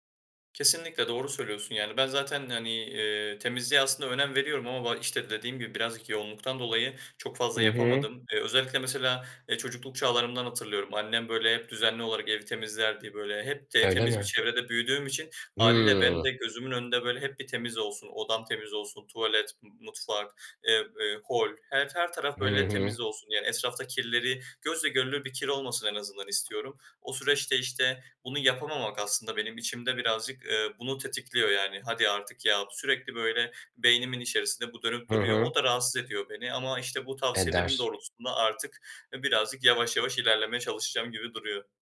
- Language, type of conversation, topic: Turkish, advice, Çalışma alanının dağınıklığı dikkatini ne zaman ve nasıl dağıtıyor?
- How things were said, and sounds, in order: tapping